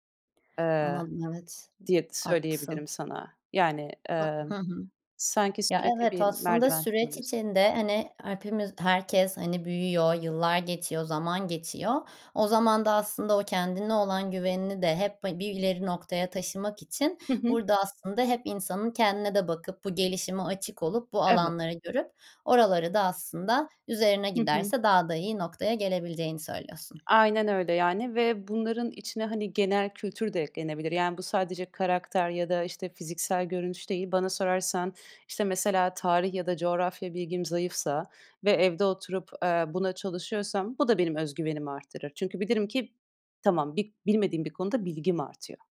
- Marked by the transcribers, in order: tapping; other background noise
- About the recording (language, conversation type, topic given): Turkish, podcast, Kendine güvenini nasıl inşa ettin ve nereden başladın?